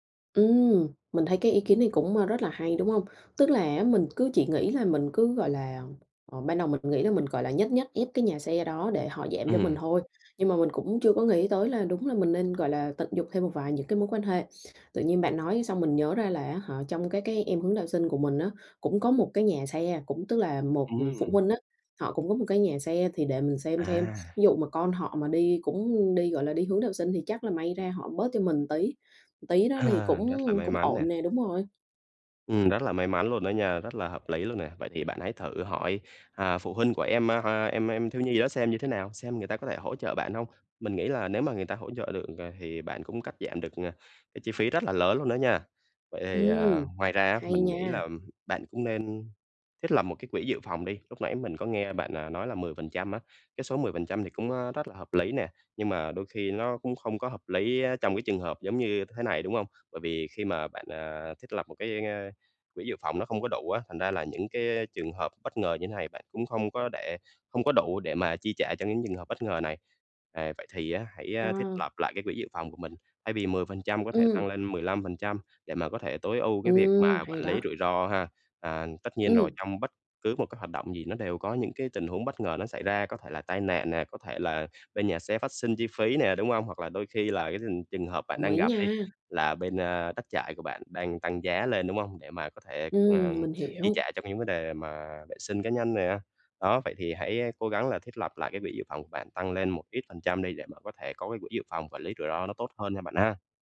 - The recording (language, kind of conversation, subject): Vietnamese, advice, Làm sao để quản lý chi phí và ngân sách hiệu quả?
- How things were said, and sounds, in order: tapping